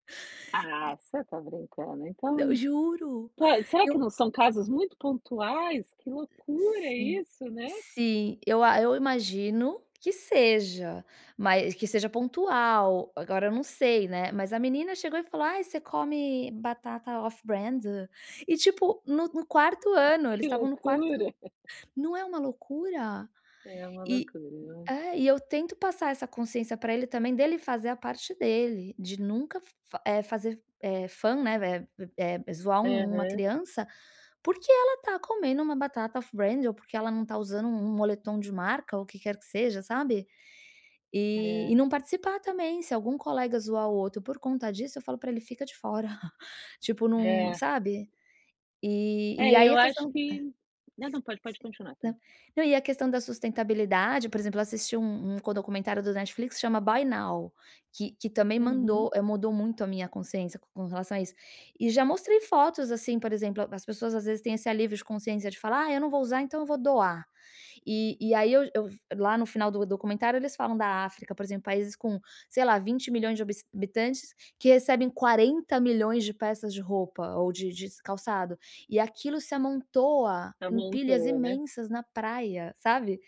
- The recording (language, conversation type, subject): Portuguese, advice, Como posso reconciliar o que compro com os meus valores?
- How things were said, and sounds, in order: tapping; other background noise; in English: "off-brand?"; chuckle; in English: "fun"; in English: "off-brand"; chuckle